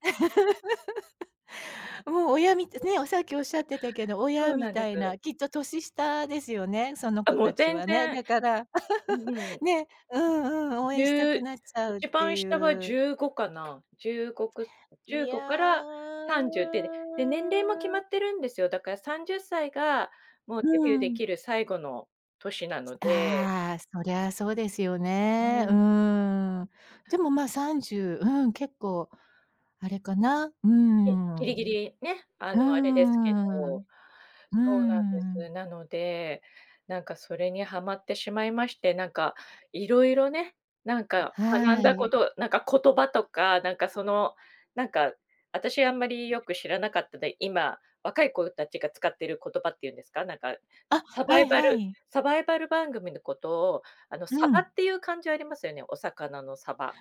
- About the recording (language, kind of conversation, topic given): Japanese, podcast, 最近ハマっている趣味は何ですか？
- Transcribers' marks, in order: laugh; unintelligible speech; laugh; tapping; drawn out: "いや"; other noise